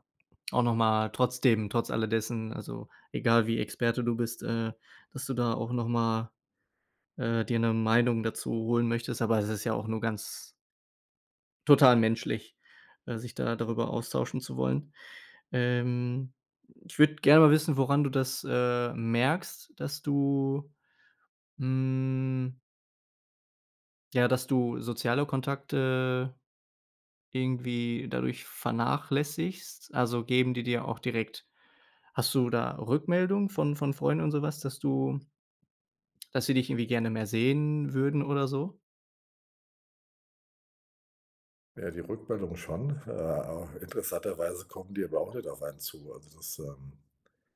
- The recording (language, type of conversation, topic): German, advice, Wie kann ich mit Einsamkeit trotz Arbeit und Alltag besser umgehen?
- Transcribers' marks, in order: drawn out: "du, hm"